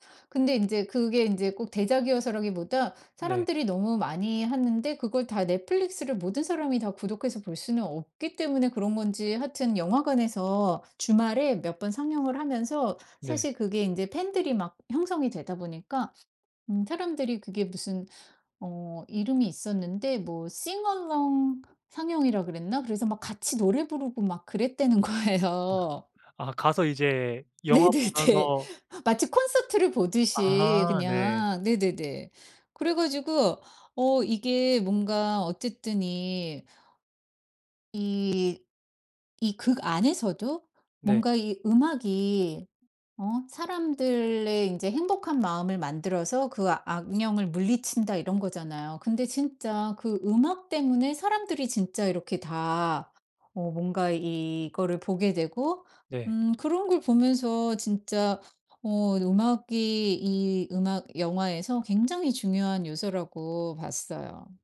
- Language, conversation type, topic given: Korean, podcast, 요즘 화제가 된 이 작품이 왜 인기가 있다고 보시나요?
- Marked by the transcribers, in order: in English: "싱어롱"; laughing while speaking: "거예요"; tapping; laughing while speaking: "네네네"; other background noise